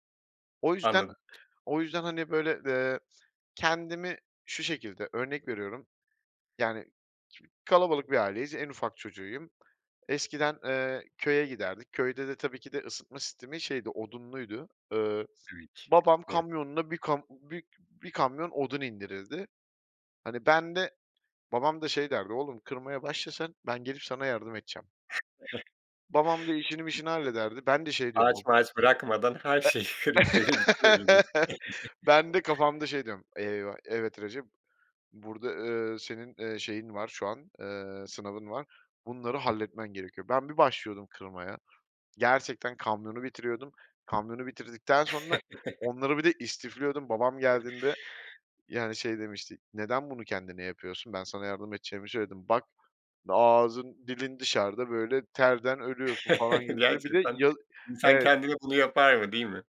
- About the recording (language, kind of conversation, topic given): Turkish, podcast, Vücudunun sınırlarını nasıl belirlersin ve ne zaman “yeter” demen gerektiğini nasıl öğrenirsin?
- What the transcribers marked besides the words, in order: other background noise; unintelligible speech; chuckle; unintelligible speech; laugh; laughing while speaking: "kırıp verirdi değil mi?"; chuckle; chuckle; chuckle